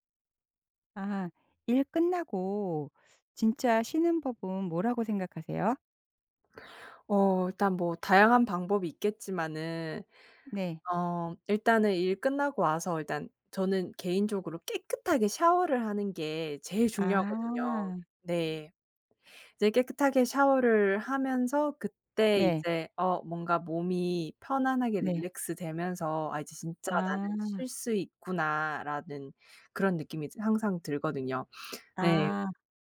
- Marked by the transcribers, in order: tapping; other background noise; in English: "릴랙스되면서"
- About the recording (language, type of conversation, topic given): Korean, podcast, 일 끝나고 진짜 쉬는 법은 뭐예요?